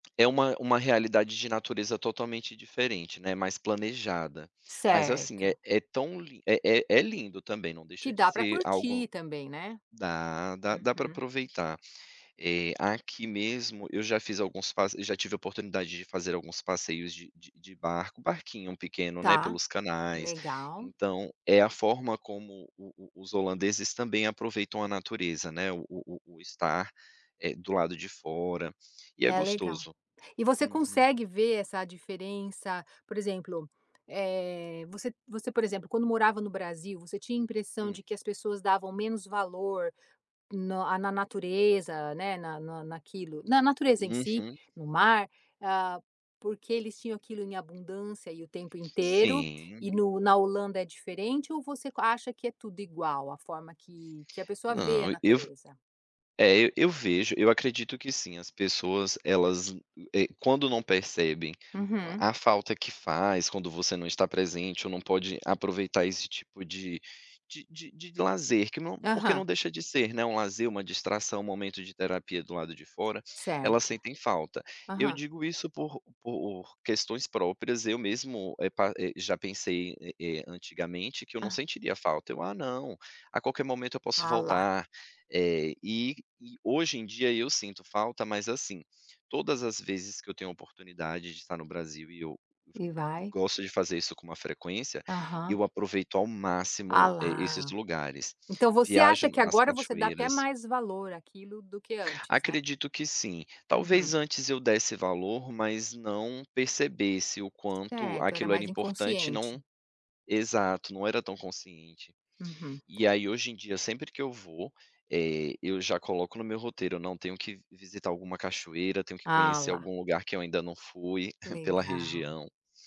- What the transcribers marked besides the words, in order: tapping; other background noise; chuckle
- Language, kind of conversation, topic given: Portuguese, podcast, Como se desligar do celular por um tempo enquanto está na natureza?